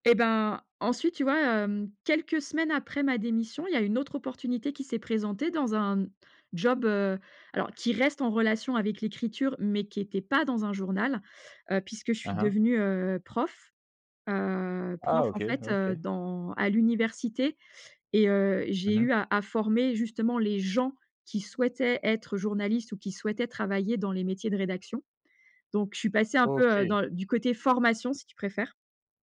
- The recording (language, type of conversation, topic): French, podcast, Comment trouves-tu l’équilibre entre le sens et l’argent ?
- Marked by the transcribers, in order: stressed: "pas"; stressed: "gens"